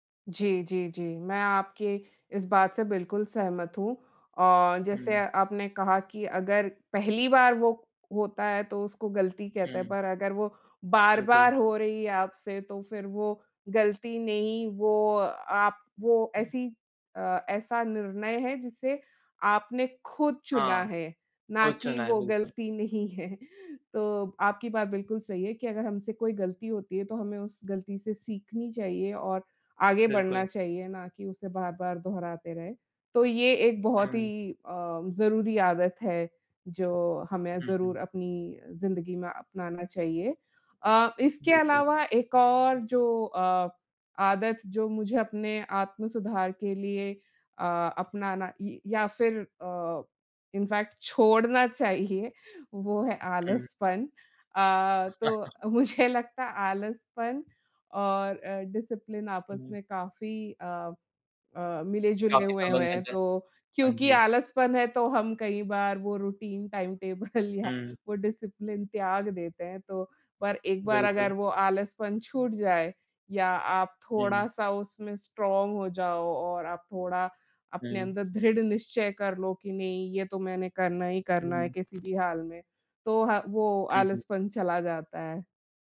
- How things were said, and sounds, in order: other background noise; laughing while speaking: "नहीं है"; in English: "इनफैक्ट"; laughing while speaking: "चाहिए"; laughing while speaking: "मुझे लगता"; laugh; in English: "डिसिप्लिन"; in English: "रूटीन, टाइम टेबल"; laughing while speaking: "टेबल"; in English: "डिसिप्लिन"; in English: "स्ट्रॉन्ग"
- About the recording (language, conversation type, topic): Hindi, unstructured, आत्म-सुधार के लिए आप कौन-सी नई आदतें अपनाना चाहेंगे?